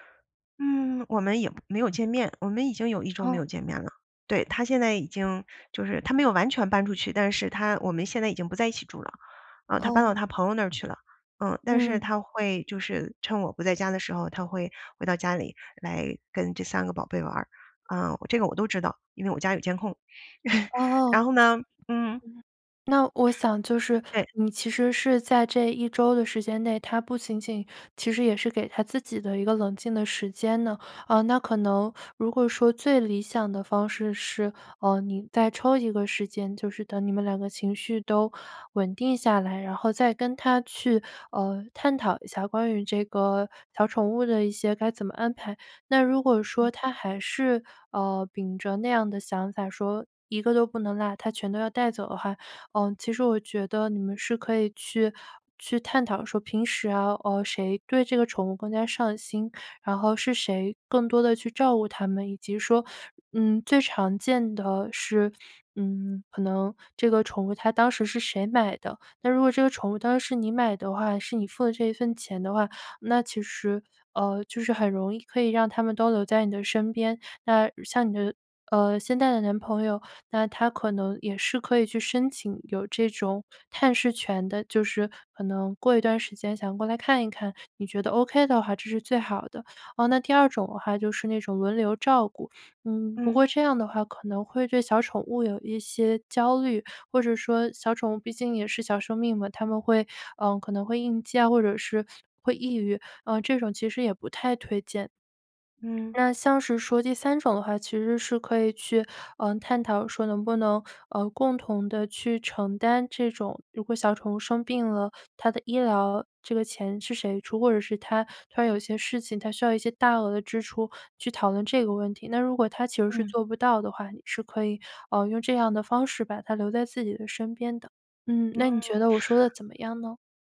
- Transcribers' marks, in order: laugh; other background noise; swallow
- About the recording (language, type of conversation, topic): Chinese, advice, 分手后共同财产或宠物的归属与安排发生纠纷，该怎么办？